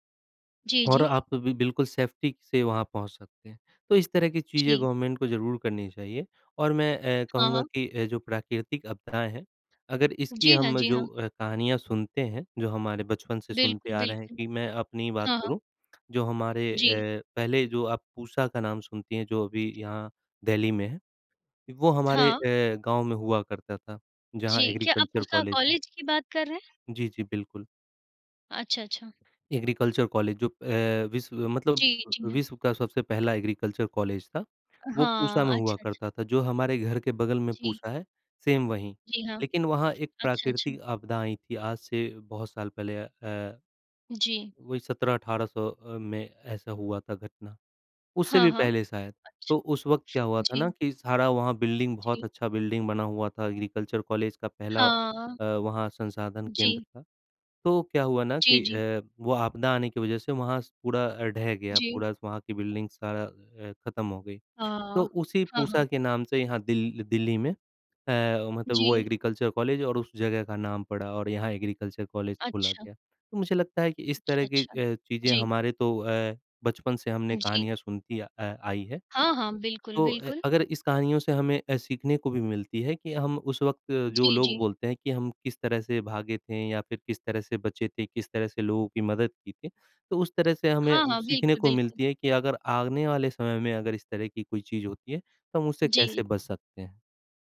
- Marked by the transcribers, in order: in English: "सेफ्टी"; in English: "गवर्नमेंट"; in English: "एग्रीकल्चर"; in English: "एग्रीकल्चर"; in English: "एग्रीकल्चर"; in English: "सेम"; in English: "एग्रीकल्चर"; in English: "एग्रीकल्चर"; in English: "एग्रीकल्चर"; "आने" said as "आगने"
- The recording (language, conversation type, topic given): Hindi, unstructured, प्राकृतिक आपदाओं में फंसे लोगों की कहानियाँ आपको कैसे प्रभावित करती हैं?